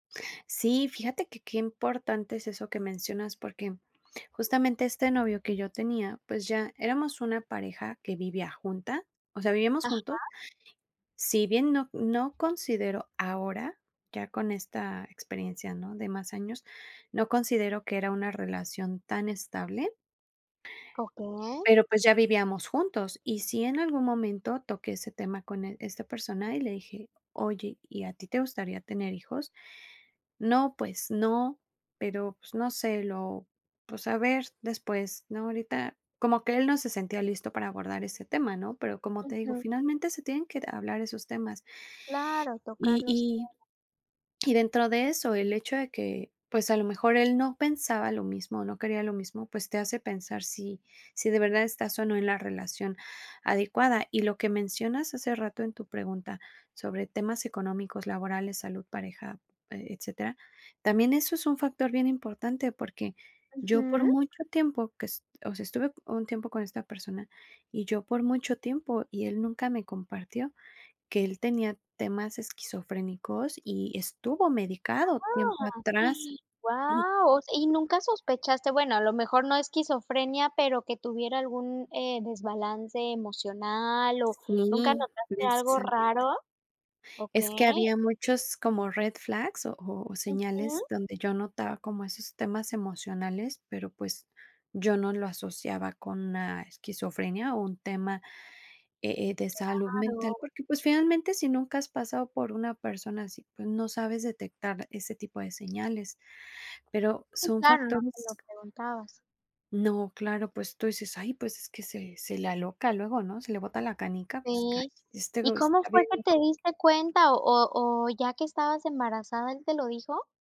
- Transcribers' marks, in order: unintelligible speech; gasp; other noise; in English: "red flags"; other background noise
- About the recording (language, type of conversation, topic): Spanish, podcast, ¿Cómo tomas la decisión de tener hijos o no tenerlos?